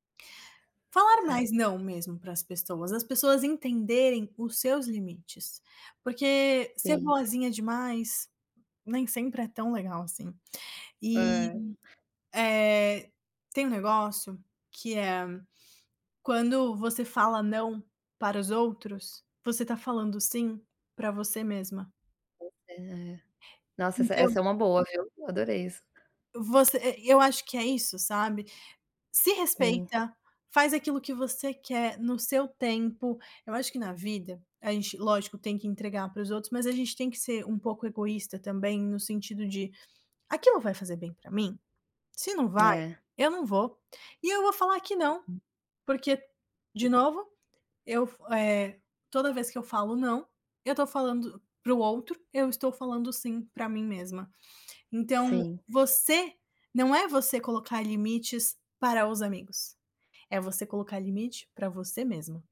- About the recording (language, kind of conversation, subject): Portuguese, advice, Como posso estabelecer limites sem magoar um amigo que está passando por dificuldades?
- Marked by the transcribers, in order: other background noise; tapping